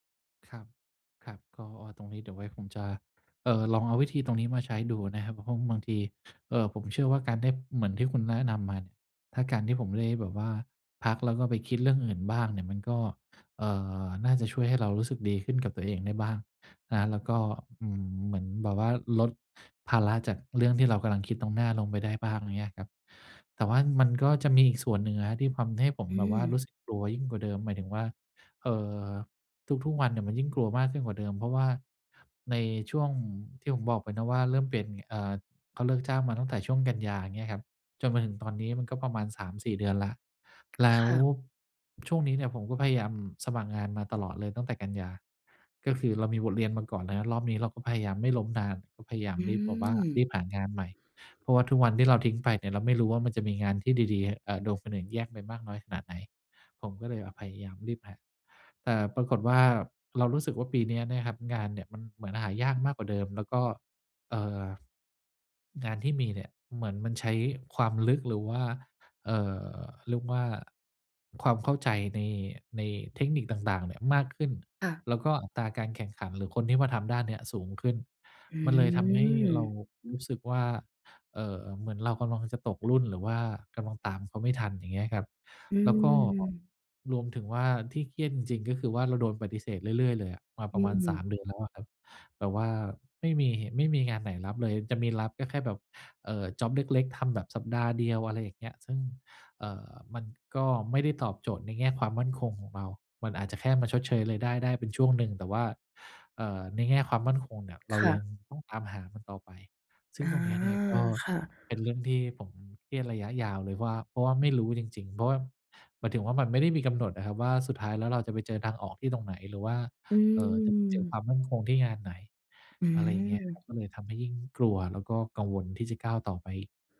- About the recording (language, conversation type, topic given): Thai, advice, ฉันจะเริ่มก้าวข้ามความกลัวความล้มเหลวและเดินหน้าต่อได้อย่างไร?
- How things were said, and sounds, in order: tapping